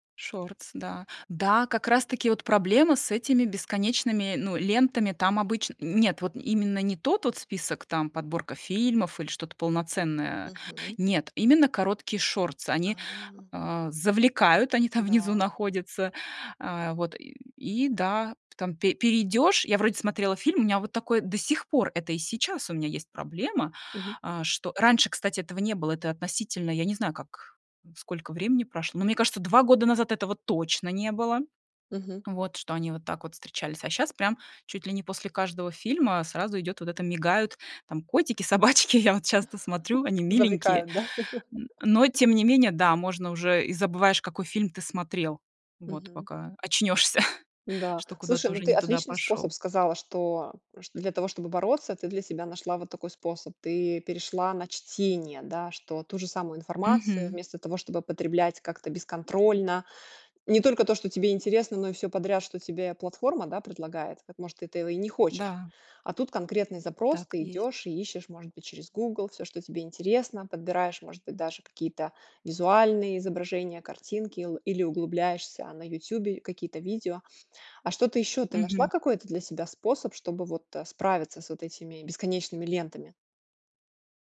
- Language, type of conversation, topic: Russian, podcast, Как вы справляетесь с бесконечными лентами в телефоне?
- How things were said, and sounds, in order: tapping; chuckle; laughing while speaking: "собачки"; chuckle; laughing while speaking: "очнешься"